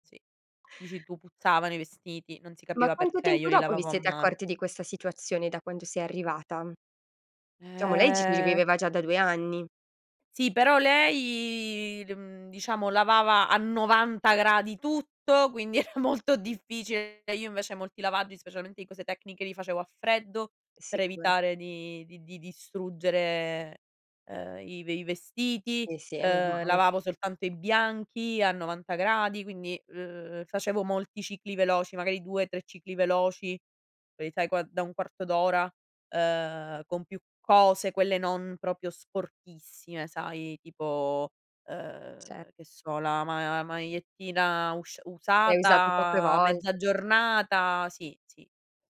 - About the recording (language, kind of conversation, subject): Italian, podcast, Come dividete i compiti di casa con gli altri?
- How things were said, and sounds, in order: drawn out: "Eh"; laughing while speaking: "era molto difficile"